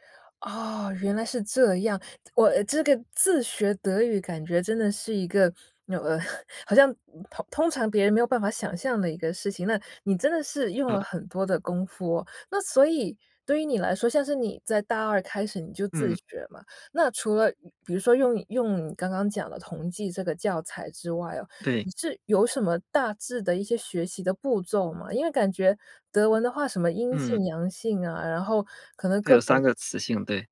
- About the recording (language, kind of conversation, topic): Chinese, podcast, 你能跟我们讲讲你的学习之路吗？
- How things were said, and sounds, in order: chuckle